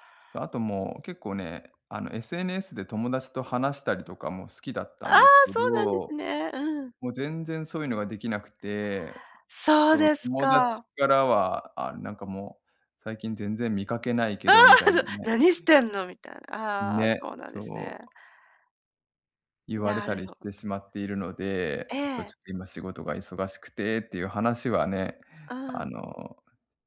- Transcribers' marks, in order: laughing while speaking: "ああ、そう"; other background noise
- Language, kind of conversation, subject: Japanese, advice, 休息や趣味の時間が取れず、燃え尽きそうだと感じるときはどうすればいいですか？